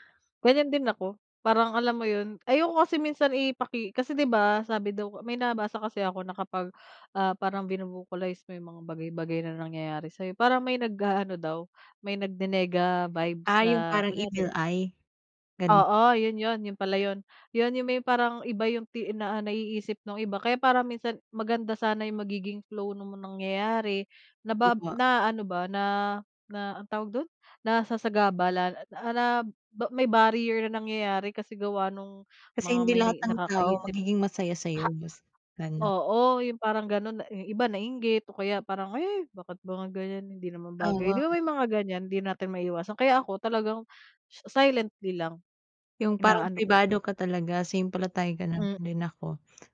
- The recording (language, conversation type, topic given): Filipino, unstructured, Ano ang mga paraan mo para magpasalamat kahit sa maliliit na bagay?
- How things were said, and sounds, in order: in English: "evil eye"; tapping